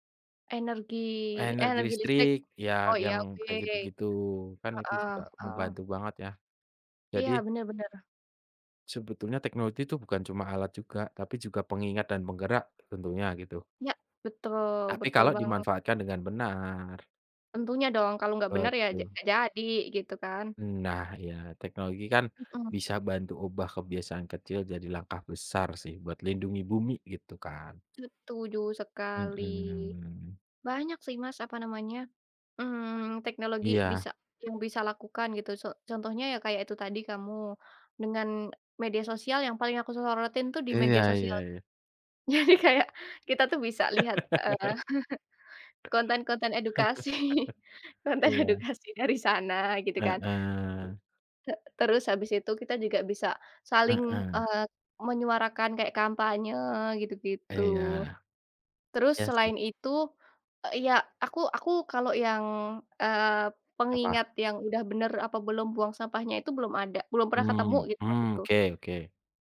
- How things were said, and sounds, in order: laughing while speaking: "Jadi"; laugh; chuckle; laugh; laughing while speaking: "edukasi, konten edukasi"
- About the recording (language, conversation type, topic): Indonesian, unstructured, Bagaimana peran teknologi dalam menjaga kelestarian lingkungan saat ini?